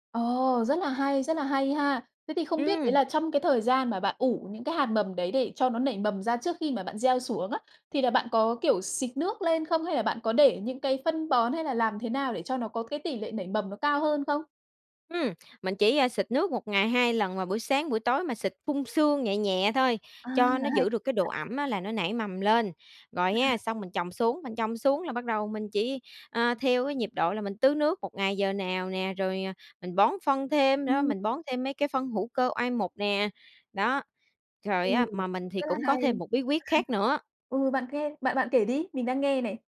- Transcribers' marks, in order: other background noise; tapping; laugh
- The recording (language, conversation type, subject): Vietnamese, podcast, Bạn có bí quyết nào để trồng rau trên ban công không?